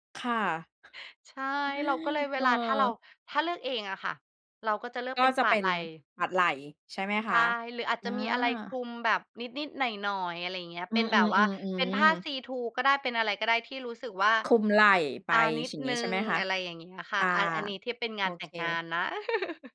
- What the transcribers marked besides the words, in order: other background noise; tapping; chuckle
- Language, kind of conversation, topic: Thai, podcast, คุณมีวิธีแต่งตัวยังไงในวันที่อยากมั่นใจ?